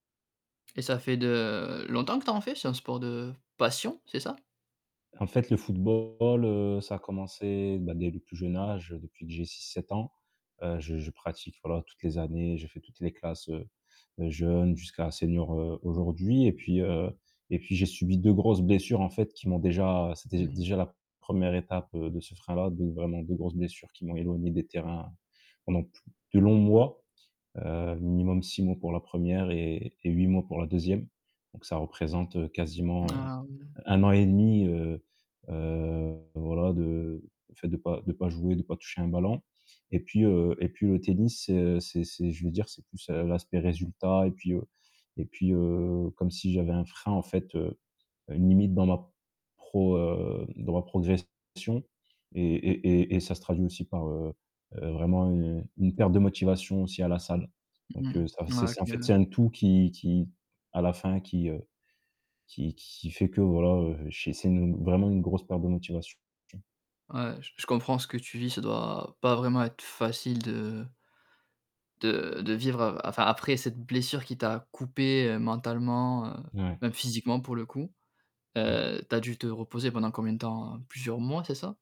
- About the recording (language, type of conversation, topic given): French, advice, Comment retrouver la motivation pour s’entraîner régulièrement ?
- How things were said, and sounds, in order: tapping; drawn out: "de"; distorted speech